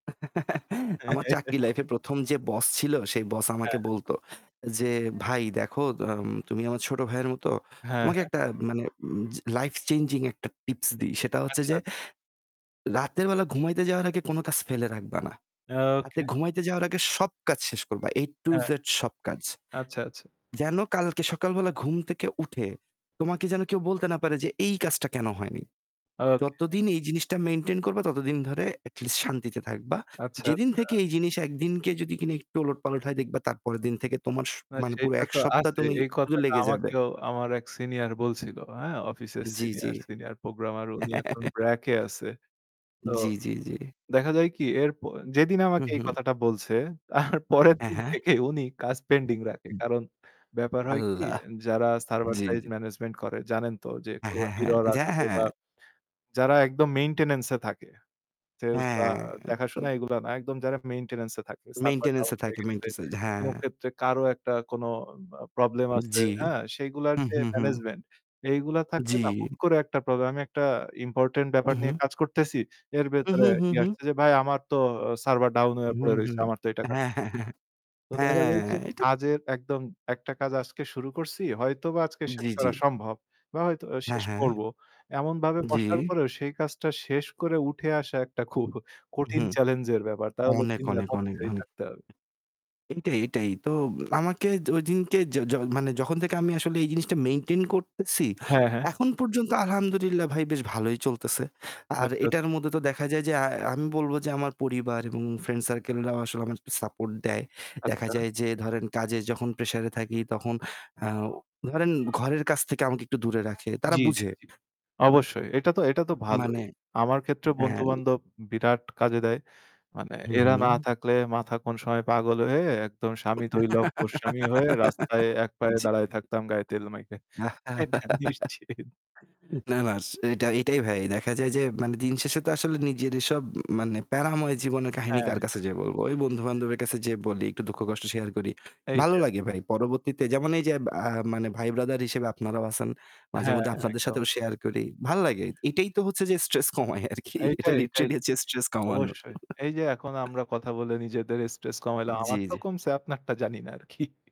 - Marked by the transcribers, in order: static; chuckle; in English: "life changing"; in English: "at least"; in English: "senior senior programmer"; chuckle; laughing while speaking: "তারপরের দিন থেকেই"; in English: "pending"; unintelligible speech; in English: "server side management"; in English: "maintenance"; in English: "Sales"; in English: "maintenance"; in English: "Server down"; in English: "Maintenance"; in English: "management"; in English: "server down"; laughing while speaking: "হ্যাঁ, হ্যাঁ, হ্যাঁ"; laughing while speaking: "খুব"; other background noise; in Arabic: "আলহামদুলিল্লাহ"; in English: "friend circle"; chuckle; tapping; chuckle; "মেখে" said as "মাইখে"; laughing while speaking: "এটা নিশ্চিত"; in English: "stress"; laughing while speaking: "কমায় আরকি"; in English: "literally"; in English: "stress"; chuckle; in English: "stress"; laughing while speaking: "আরকি"
- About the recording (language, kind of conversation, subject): Bengali, unstructured, কাজের চাপ সামলাতে আপনার কী কী উপায় আছে?